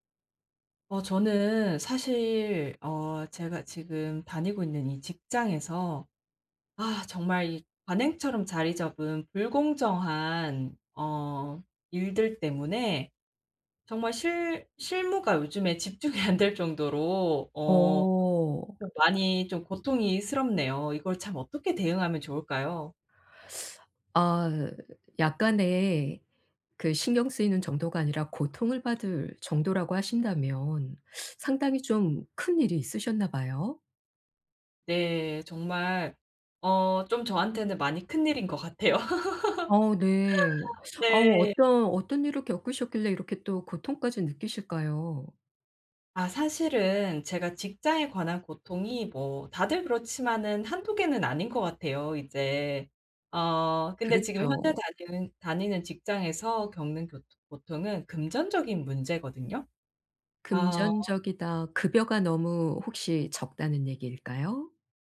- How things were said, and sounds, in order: laughing while speaking: "안 될"; "고통스럽네요" said as "고통이스럽네요"; teeth sucking; tapping; teeth sucking; laugh
- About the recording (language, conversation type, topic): Korean, advice, 직장에서 관행처럼 굳어진 불공정한 처우에 실무적으로 안전하게 어떻게 대응해야 할까요?